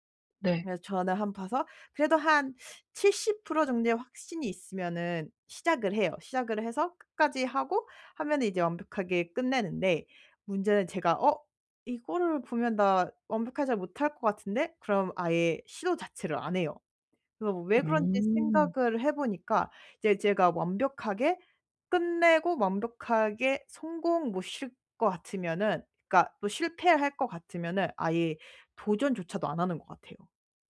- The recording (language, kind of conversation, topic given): Korean, advice, 어떻게 하면 실패가 두렵지 않게 새로운 도전을 시도할 수 있을까요?
- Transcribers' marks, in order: none